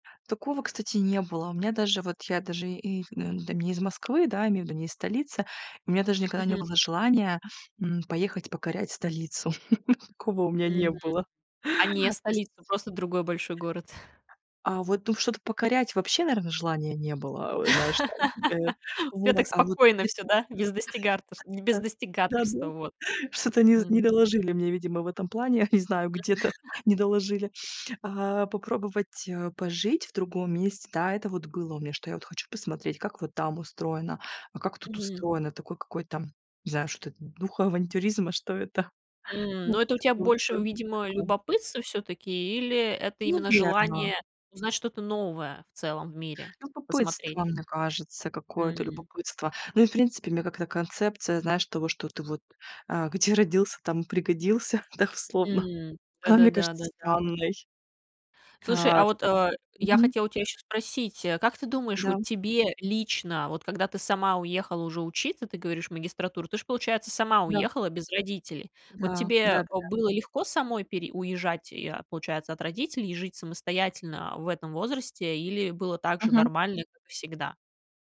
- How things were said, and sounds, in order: tapping; chuckle; other background noise; laugh; chuckle; laughing while speaking: "где-то"; chuckle; unintelligible speech; laughing while speaking: "где родился, там пригодился дословно"
- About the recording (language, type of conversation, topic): Russian, podcast, Как ваша семья оказалась в другом месте?